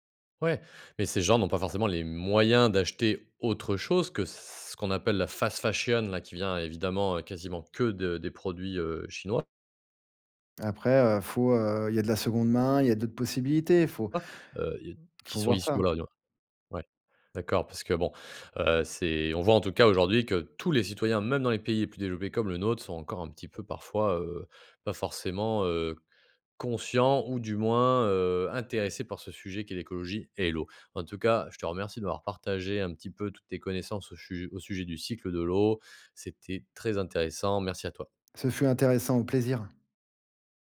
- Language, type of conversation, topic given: French, podcast, Peux-tu nous expliquer le cycle de l’eau en termes simples ?
- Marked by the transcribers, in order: stressed: "moyens"; other background noise; unintelligible speech; "sujet" said as "chujet"